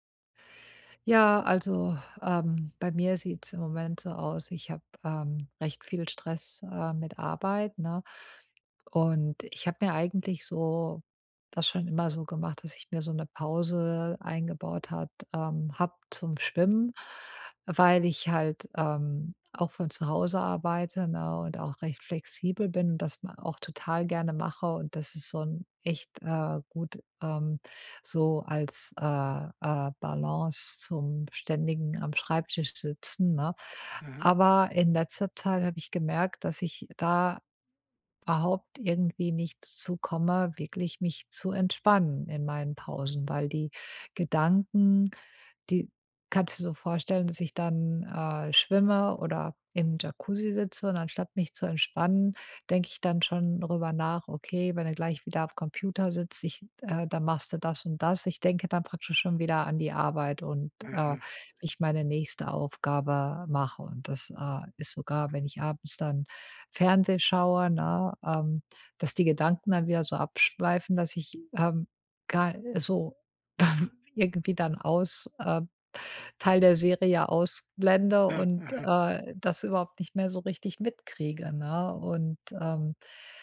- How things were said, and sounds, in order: "Fernsehen" said as "Fernseh"
- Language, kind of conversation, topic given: German, advice, Wie kann ich zuhause besser entspannen und vom Stress abschalten?